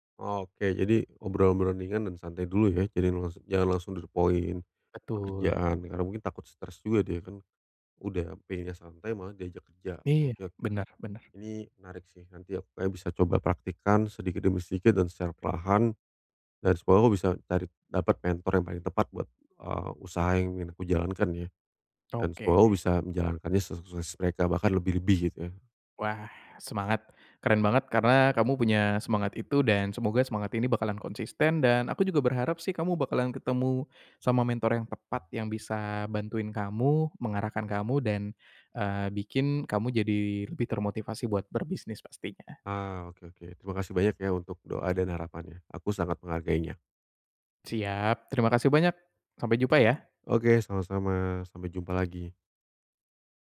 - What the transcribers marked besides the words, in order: tapping; in English: "to the point"
- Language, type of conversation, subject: Indonesian, advice, Bagaimana cara menemukan mentor yang tepat untuk membantu perkembangan karier saya?